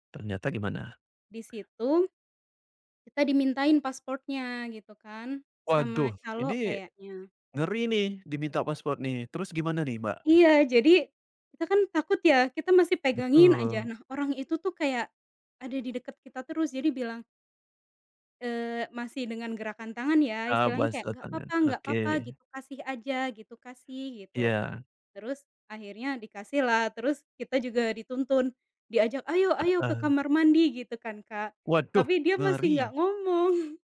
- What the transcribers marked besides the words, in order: other background noise; tapping; laughing while speaking: "ngomong"
- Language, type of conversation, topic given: Indonesian, podcast, Pernahkah kamu bertemu orang asing yang membantumu saat sedang kesulitan, dan bagaimana ceritanya?